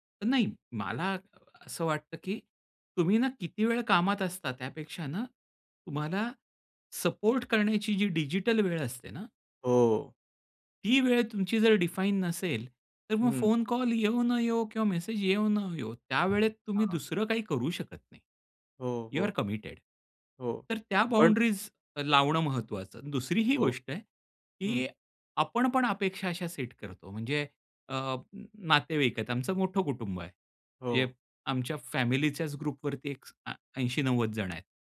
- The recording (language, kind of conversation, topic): Marathi, podcast, डिजिटल विराम घेण्याचा अनुभव तुमचा कसा होता?
- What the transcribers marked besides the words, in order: in English: "डिफाइन"; in English: "यू आर कमिटेड"